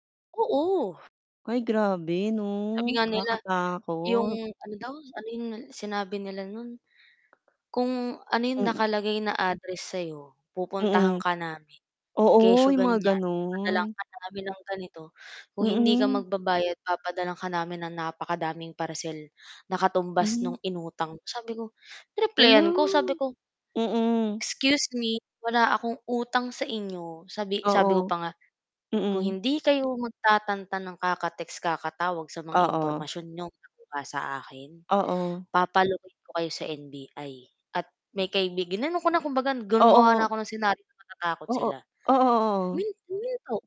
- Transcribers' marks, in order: other background noise; static; distorted speech; drawn out: "lang"; tapping
- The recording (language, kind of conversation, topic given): Filipino, unstructured, Paano mo nararamdaman ang pagkawala ng iyong pribadong impormasyon sa mundong digital?